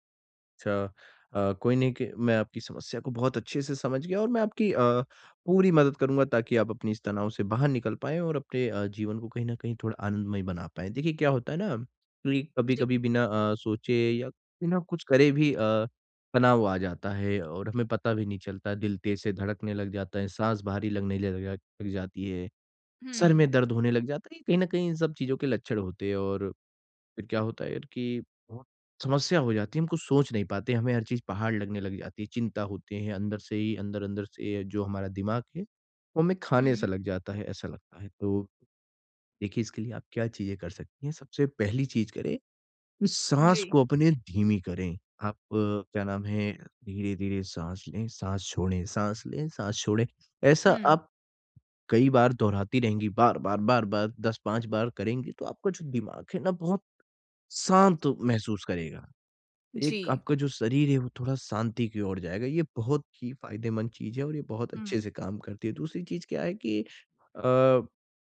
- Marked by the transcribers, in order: none
- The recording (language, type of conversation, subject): Hindi, advice, तनाव अचानक आए तो मैं कैसे जल्दी शांत और उपस्थित रहूँ?